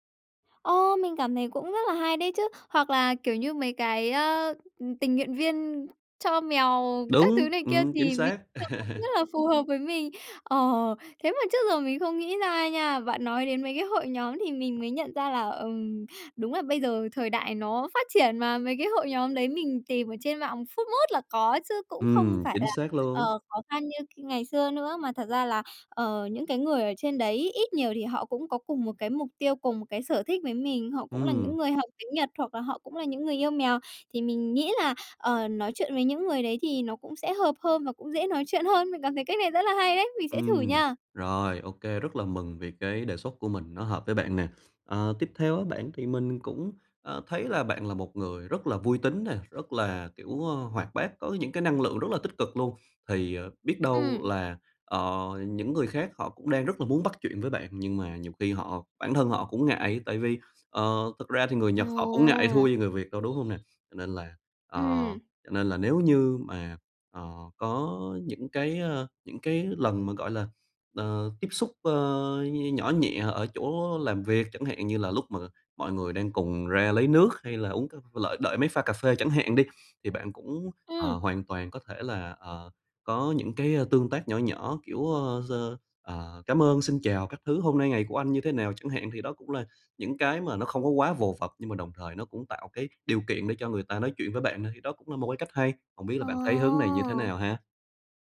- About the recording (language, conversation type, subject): Vietnamese, advice, Làm sao để kết bạn ở nơi mới?
- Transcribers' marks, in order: unintelligible speech; laugh; horn